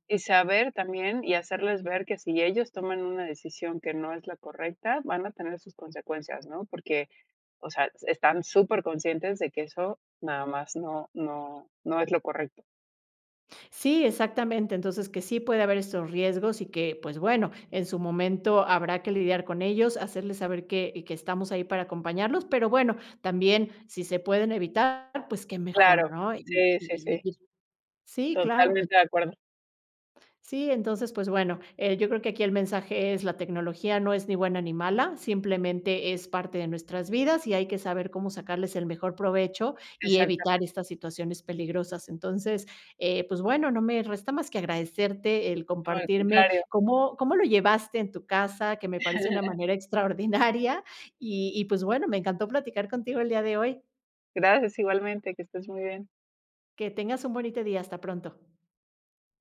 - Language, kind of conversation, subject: Spanish, podcast, ¿Cómo controlas el uso de pantallas con niños en casa?
- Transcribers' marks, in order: unintelligible speech; laugh; laughing while speaking: "extraordinaria"